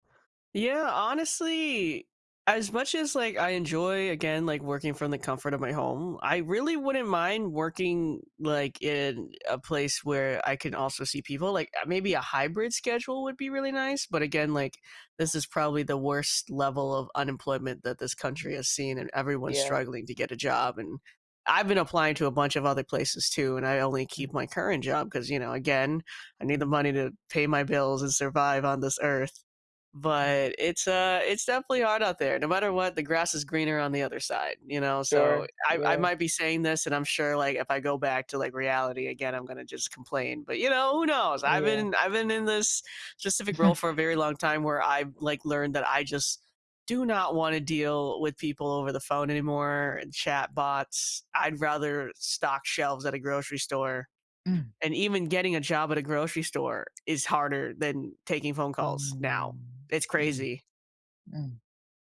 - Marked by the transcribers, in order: chuckle; other background noise; tapping; drawn out: "Mm"
- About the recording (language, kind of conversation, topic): English, unstructured, What neighborhood sounds instantly bring you back to a meaningful memory?
- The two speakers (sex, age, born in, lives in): female, 25-29, Vietnam, United States; female, 30-34, United States, United States